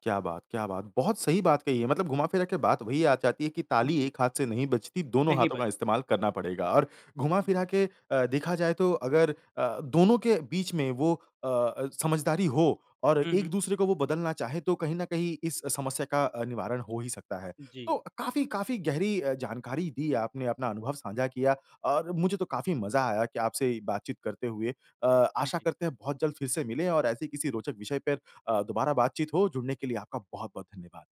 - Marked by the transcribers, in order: none
- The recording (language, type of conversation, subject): Hindi, podcast, दूसरों की राय आपके फैसलों को कितने हद तक प्रभावित करती है?